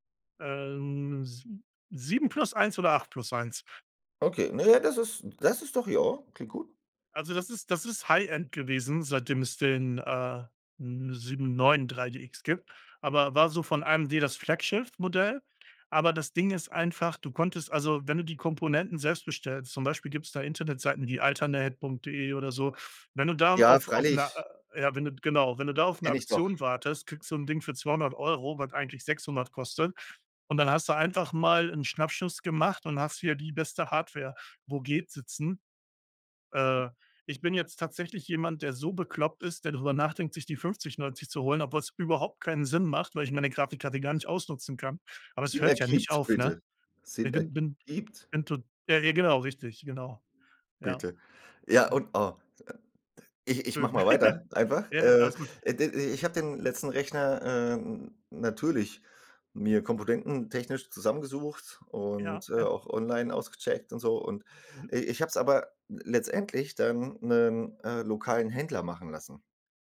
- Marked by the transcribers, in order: other background noise; other noise; unintelligible speech; chuckle
- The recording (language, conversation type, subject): German, unstructured, Hast du ein Hobby, das dich richtig begeistert?